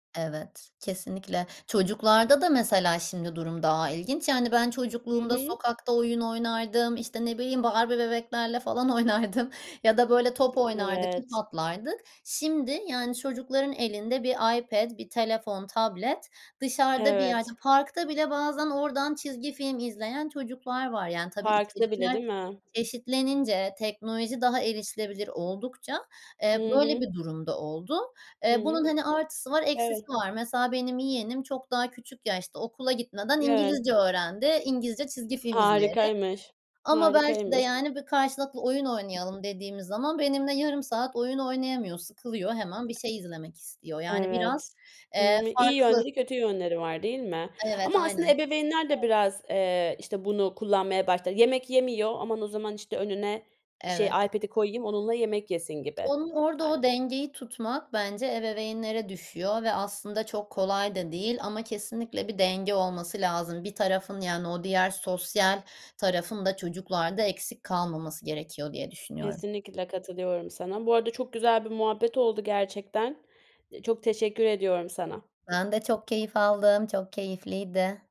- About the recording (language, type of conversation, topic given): Turkish, podcast, Dijital yayın platformları izleme alışkanlıklarımızı nasıl değiştirdi?
- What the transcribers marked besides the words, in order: other background noise; unintelligible speech